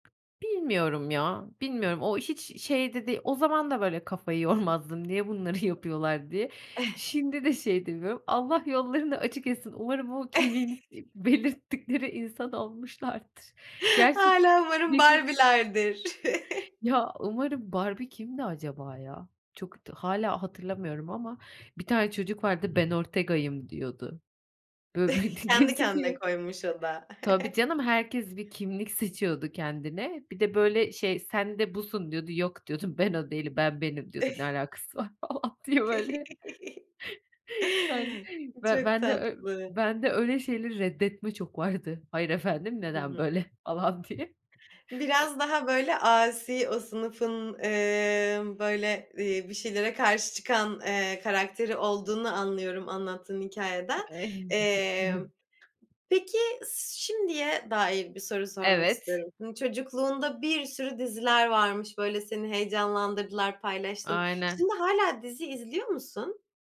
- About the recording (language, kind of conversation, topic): Turkish, podcast, Çocukluğunda en unutulmaz bulduğun televizyon dizisini anlatır mısın?
- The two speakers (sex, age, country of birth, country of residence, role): female, 25-29, Turkey, Germany, host; female, 30-34, Turkey, Netherlands, guest
- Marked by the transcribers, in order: tapping; laughing while speaking: "yormazdım"; laughing while speaking: "bunları yapıyorlar?"; chuckle; chuckle; laughing while speaking: "belirttikleri insan olmuşlardır"; other background noise; unintelligible speech; chuckle; laughing while speaking: "bö d geziniyor"; laughing while speaking: "seçiyordu"; chuckle; chuckle; laughing while speaking: "falan diye"; chuckle; laughing while speaking: "böyle? falan diye"; sniff; unintelligible speech